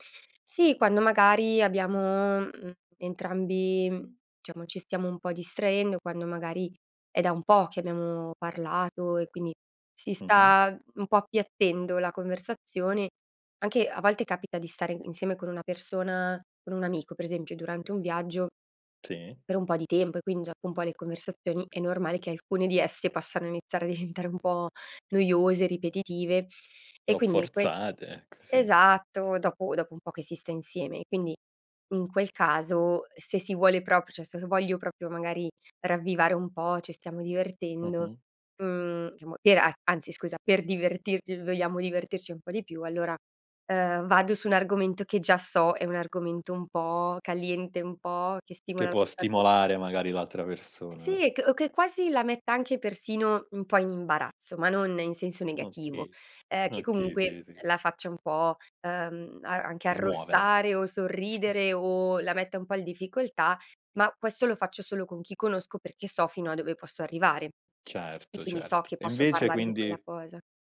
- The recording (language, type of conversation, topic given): Italian, podcast, Cosa fai per mantenere una conversazione interessante?
- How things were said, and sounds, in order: "diciamo" said as "ciamo"; "possano" said as "passano"; laughing while speaking: "diventare"; "cioè" said as "ceh"; "proprio" said as "propio"; in Spanish: "caliente"; chuckle